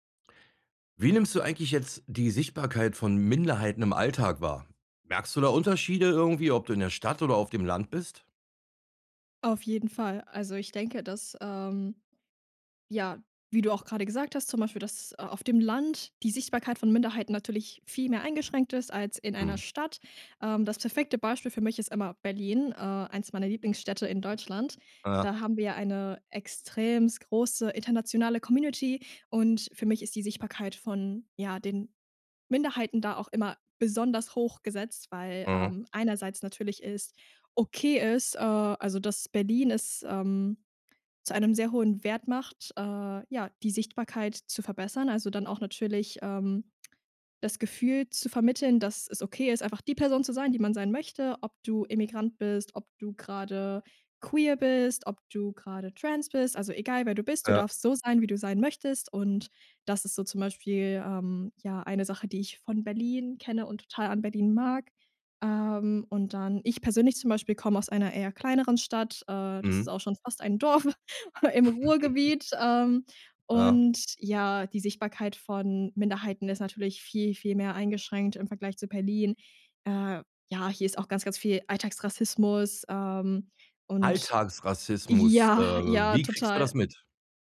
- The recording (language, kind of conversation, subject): German, podcast, Wie erlebst du die Sichtbarkeit von Minderheiten im Alltag und in den Medien?
- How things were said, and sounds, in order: "extrem" said as "extremst"; put-on voice: "trans"; chuckle; chuckle; laughing while speaking: "ja"